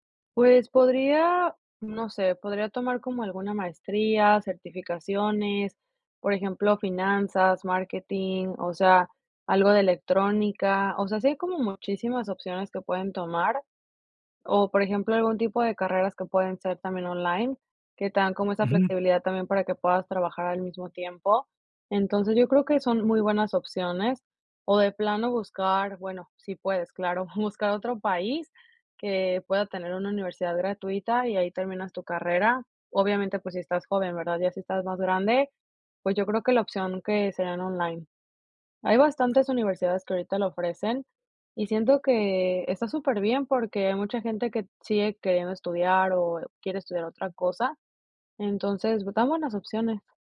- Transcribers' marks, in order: tapping; other background noise
- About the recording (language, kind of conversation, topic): Spanish, podcast, ¿Qué opinas de endeudarte para estudiar y mejorar tu futuro?